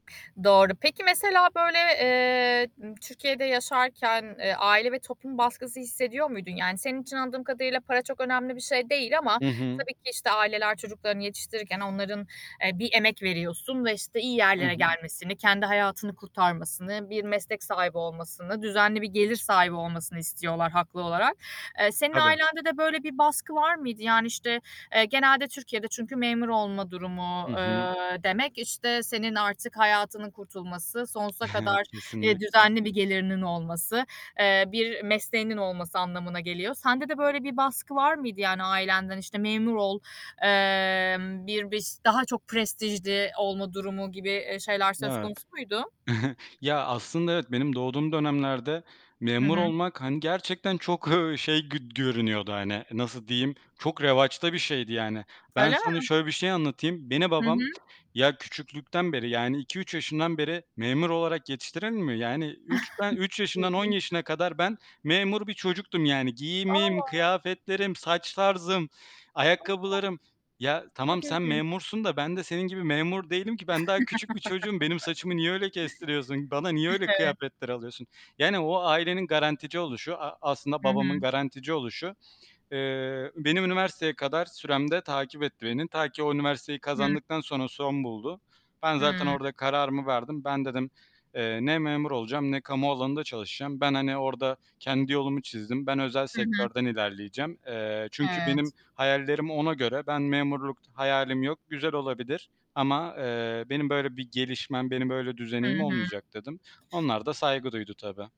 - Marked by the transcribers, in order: static; other background noise; tapping; chuckle; distorted speech; chuckle; laughing while speaking: "ııı"; chuckle; chuckle
- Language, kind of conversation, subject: Turkish, podcast, Tutkunla para kazanma arasında nasıl bir denge kuruyorsun?